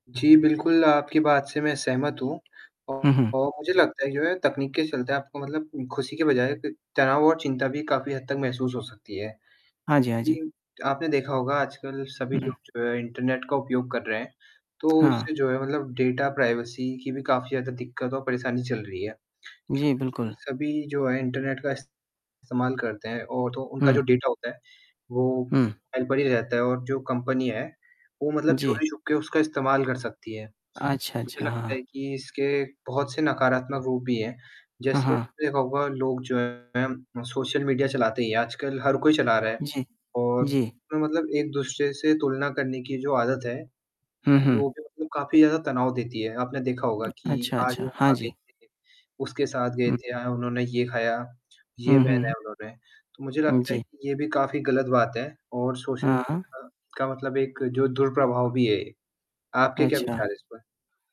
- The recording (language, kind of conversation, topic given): Hindi, unstructured, क्या तकनीक ने आपकी ज़िंदगी को खुशियों से भर दिया है?
- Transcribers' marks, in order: tapping; distorted speech; in English: "डाटा प्राइवेसी"; in English: "डाटा"; mechanical hum; other noise